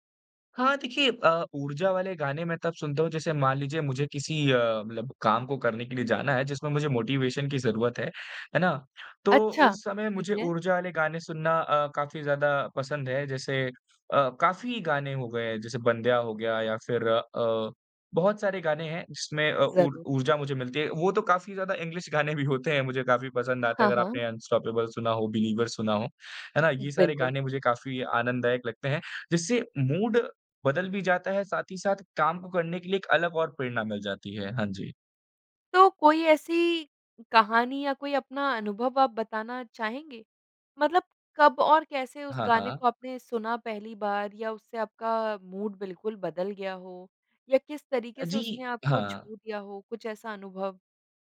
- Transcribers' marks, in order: in English: "मोटिवेशन"; in English: "इंग्लिश"; in English: "अनस्टॉपेबल"; in English: "बिलीवर"; in English: "मूड"; in English: "मूड"
- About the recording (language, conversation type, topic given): Hindi, podcast, मूड ठीक करने के लिए आप क्या सुनते हैं?